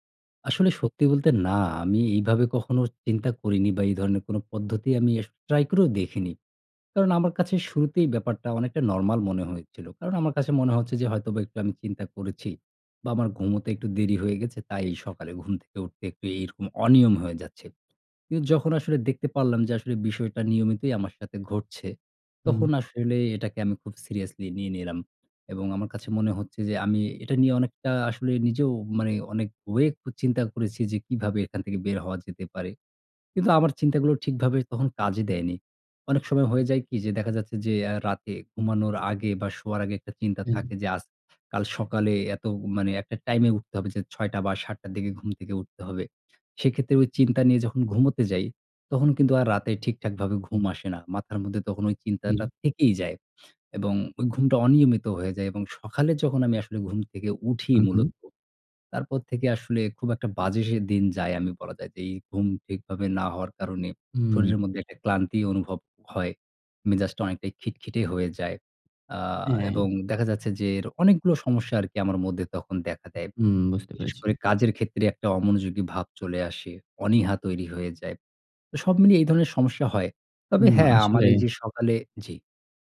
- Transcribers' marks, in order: none
- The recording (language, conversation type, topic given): Bengali, advice, প্রতিদিন সকালে সময়মতো উঠতে আমি কেন নিয়মিত রুটিন মেনে চলতে পারছি না?